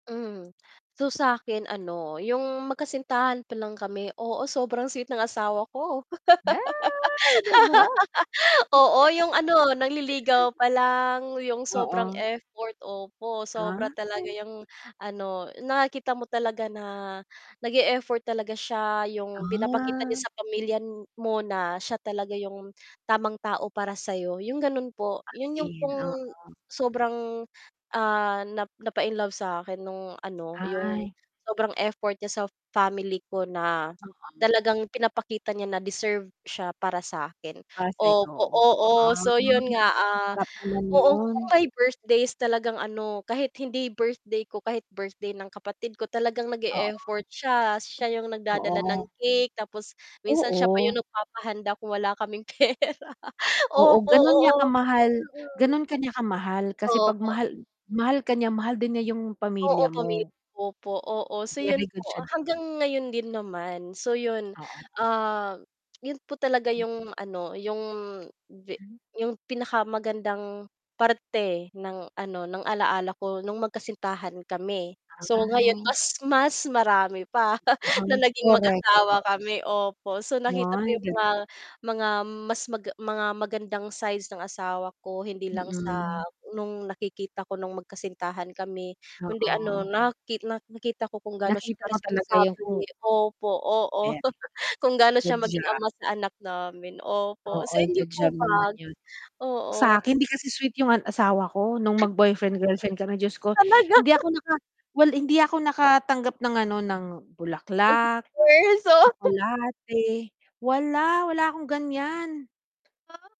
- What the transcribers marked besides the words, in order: tapping; laugh; static; distorted speech; drawn out: "Ay"; laugh; mechanical hum; other noise; laughing while speaking: "pera"; chuckle; unintelligible speech; chuckle; laugh; chuckle; unintelligible speech
- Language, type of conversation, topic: Filipino, unstructured, Paano mo ilalarawan ang isang magandang relasyon at ano ang mga ginagawa mo para mapasaya ang iyong kasintahan?